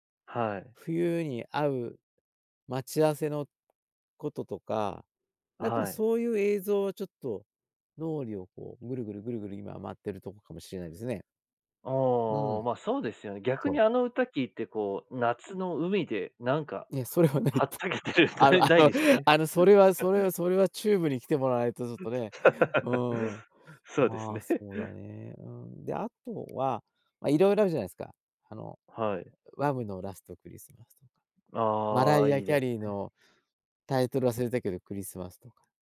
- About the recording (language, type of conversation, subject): Japanese, podcast, 特定の季節を思い出す曲はありますか？
- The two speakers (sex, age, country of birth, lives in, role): male, 30-34, Japan, Japan, host; male, 60-64, Japan, Japan, guest
- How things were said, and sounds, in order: laughing while speaking: "はっちゃけてるってな ないですよね"; laughing while speaking: "それはないって。 あの あの"; other background noise; laugh; laugh; chuckle